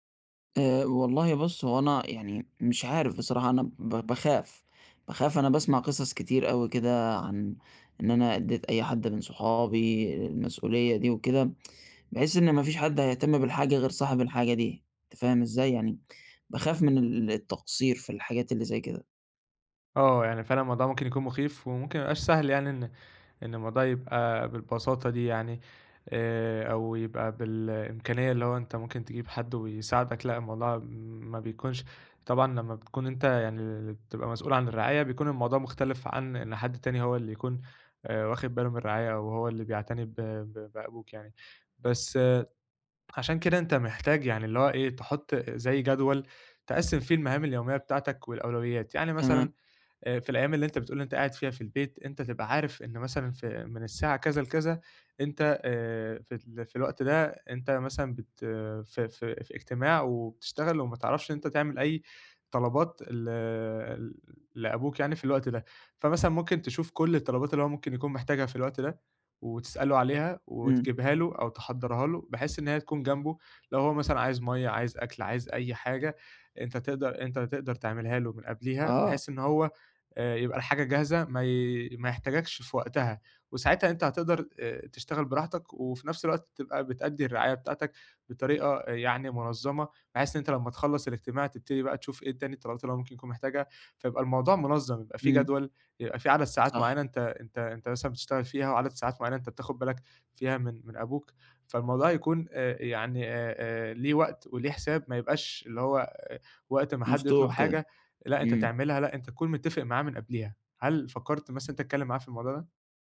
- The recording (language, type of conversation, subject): Arabic, advice, إزاي أوازن بين الشغل ومسؤوليات رعاية أحد والديّ؟
- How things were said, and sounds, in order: tsk; tapping